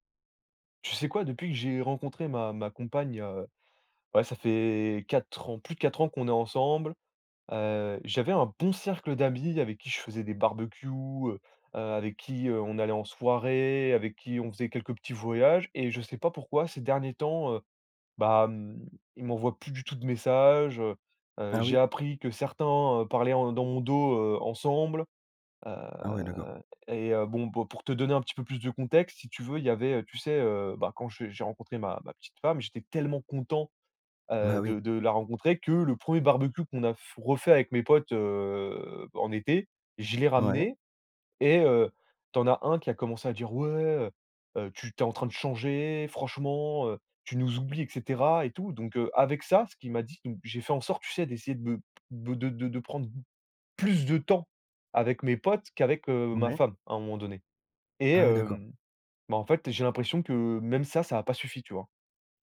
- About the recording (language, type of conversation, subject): French, advice, Comment gérer des amis qui s’éloignent parce que je suis moins disponible ?
- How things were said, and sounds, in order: stressed: "bon"; stressed: "soirée"; drawn out: "heu"; drawn out: "heu"; put-on voice: "Ouais, heu heu, tu t'es … tu nous oublies !"; stressed: "plus de temps"; tapping